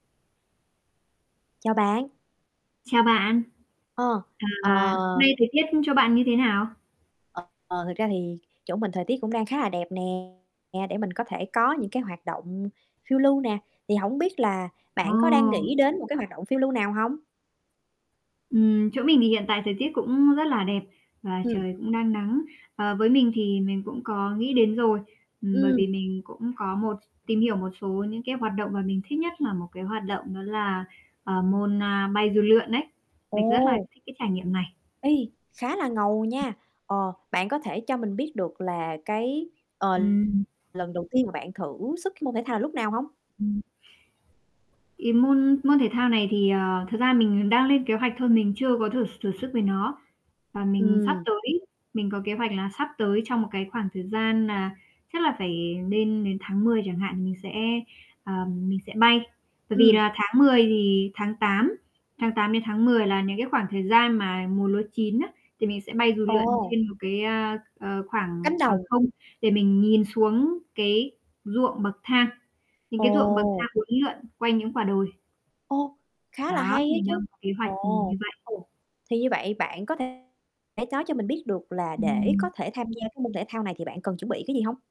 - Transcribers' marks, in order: tapping; static; distorted speech; other background noise
- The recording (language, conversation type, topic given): Vietnamese, unstructured, Bạn muốn thử thách bản thân bằng hoạt động phiêu lưu nào?